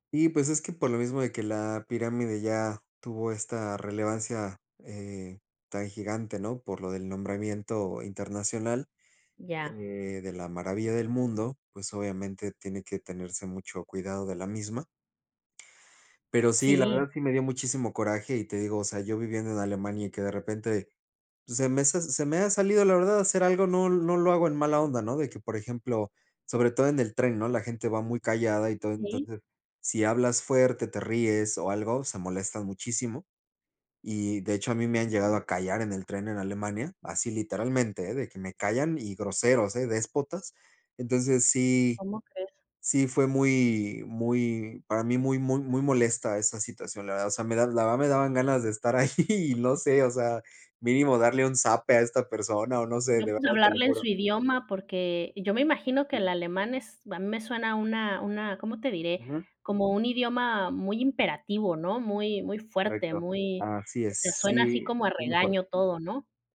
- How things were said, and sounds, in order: laughing while speaking: "ahí"
- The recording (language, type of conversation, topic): Spanish, unstructured, ¿qué opinas de los turistas que no respetan las culturas locales?
- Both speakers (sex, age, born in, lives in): female, 40-44, Mexico, Mexico; male, 40-44, Mexico, Spain